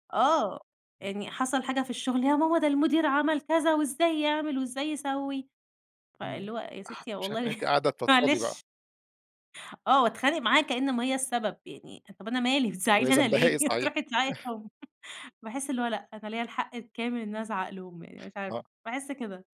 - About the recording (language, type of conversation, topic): Arabic, podcast, إزاي بتتكلم مع أهلك لما بتكون مضايق؟
- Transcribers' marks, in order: laughing while speaking: "والله معلش"; laughing while speaking: "أنا ليه، ما تروحي تزعَقي ليه هو"